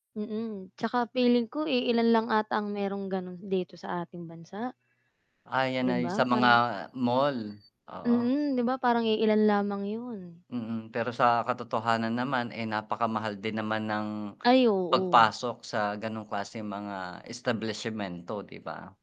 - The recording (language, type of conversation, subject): Filipino, unstructured, Alin ang mas gusto mong gawin: maglaro ng palakasan o manood ng palakasan?
- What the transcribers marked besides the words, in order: tapping; other background noise